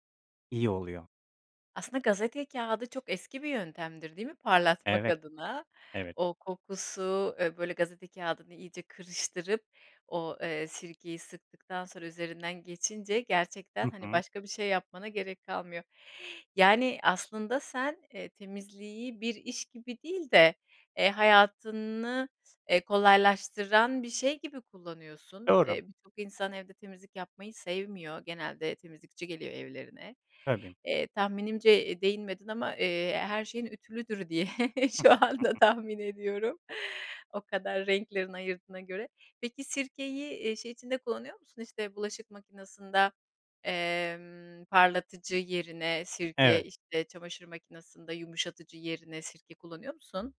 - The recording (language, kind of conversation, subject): Turkish, podcast, Evde temizlik düzenini nasıl kurarsın?
- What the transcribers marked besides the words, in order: other background noise; laughing while speaking: "diye şu anda tahmin ediyorum"; chuckle